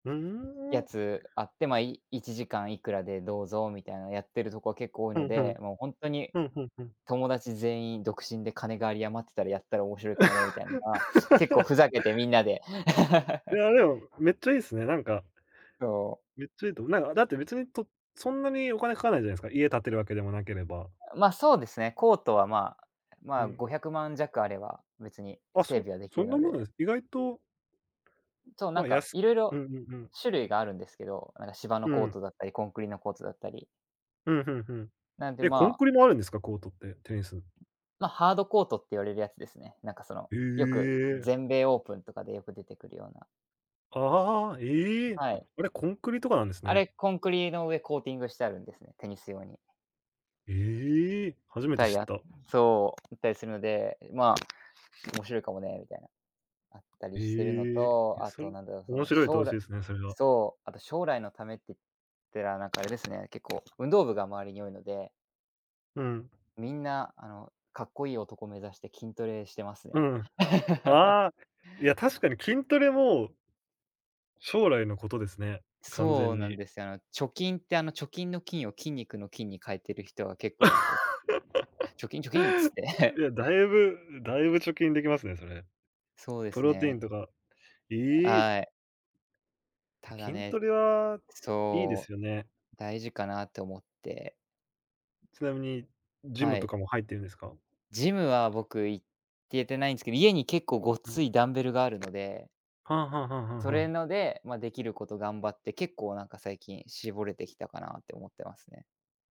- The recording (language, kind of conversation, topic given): Japanese, unstructured, 将来のために今できることは何ですか？
- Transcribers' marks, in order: laugh; laugh; tapping; other background noise; unintelligible speech; laugh; laugh; giggle